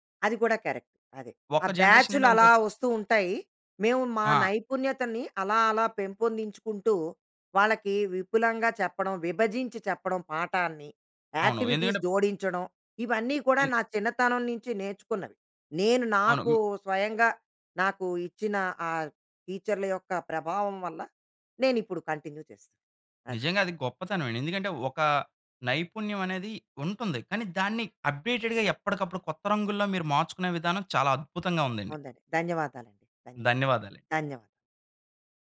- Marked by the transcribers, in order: in English: "కరెక్ట్"; in English: "జనరేషన్"; in English: "యాక్టివిటీస్"; in English: "కంటిన్యూ"; in English: "అప్డేటెడ్‌గా"
- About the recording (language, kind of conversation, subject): Telugu, podcast, పాత నైపుణ్యాలు కొత్త రంగంలో ఎలా ఉపయోగపడతాయి?